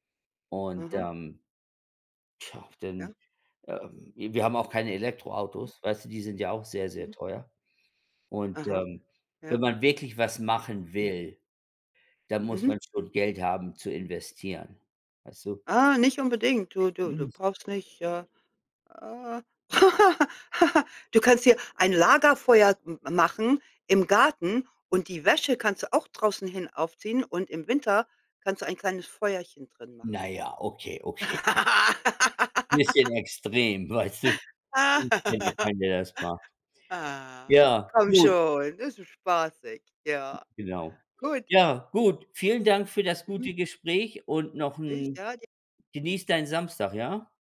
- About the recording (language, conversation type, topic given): German, unstructured, Wovor hast du bei Umweltproblemen am meisten Angst?
- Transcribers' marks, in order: other background noise; laugh; laughing while speaking: "okay"; tapping; laugh; laughing while speaking: "weißt"; laugh; unintelligible speech; drawn out: "Ah"